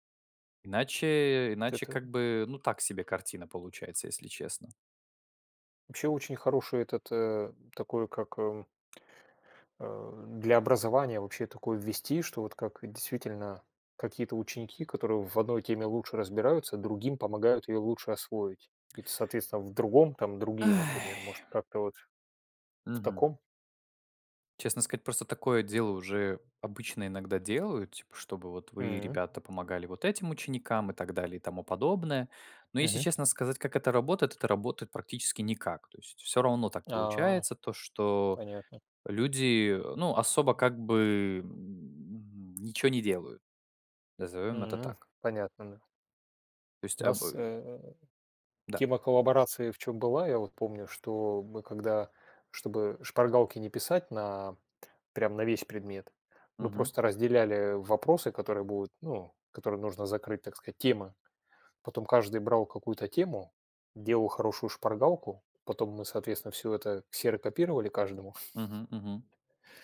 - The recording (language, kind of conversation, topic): Russian, unstructured, Почему так много школьников списывают?
- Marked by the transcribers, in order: tapping; exhale; drawn out: "м"; chuckle